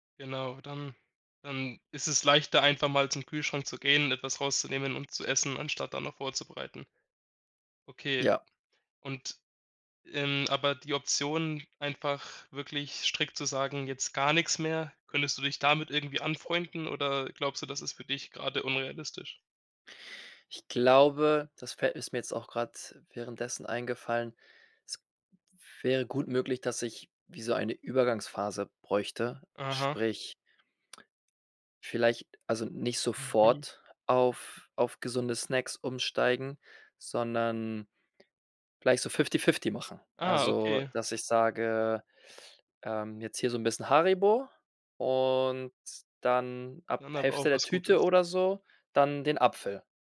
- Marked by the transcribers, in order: tapping; lip smack
- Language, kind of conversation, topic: German, advice, Wie kann ich verhindern, dass ich abends ständig zu viel nasche und die Kontrolle verliere?